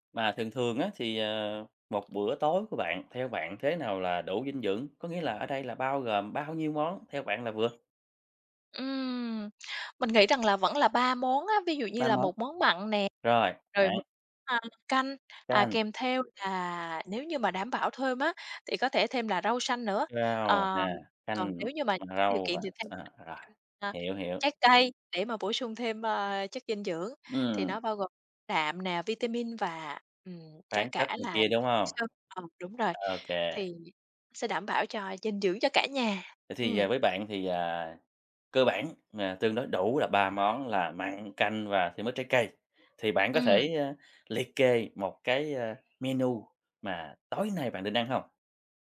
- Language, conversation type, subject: Vietnamese, podcast, Bạn chuẩn bị bữa tối cho cả nhà như thế nào?
- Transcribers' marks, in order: other background noise; tapping; alarm; unintelligible speech; other noise; unintelligible speech; unintelligible speech; unintelligible speech